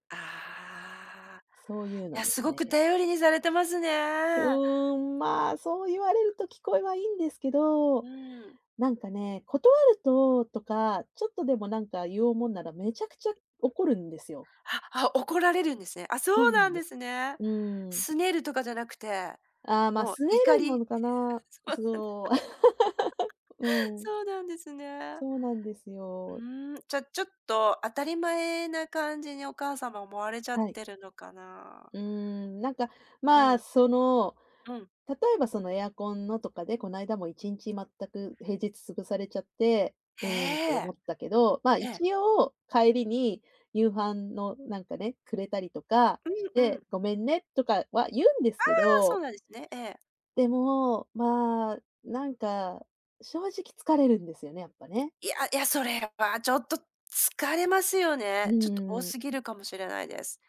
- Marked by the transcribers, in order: tapping; laugh; laughing while speaking: "そうなんだ"; laugh
- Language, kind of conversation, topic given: Japanese, advice, 境界線を守れず頼まれごとを断れないために疲れ切ってしまうのはなぜですか？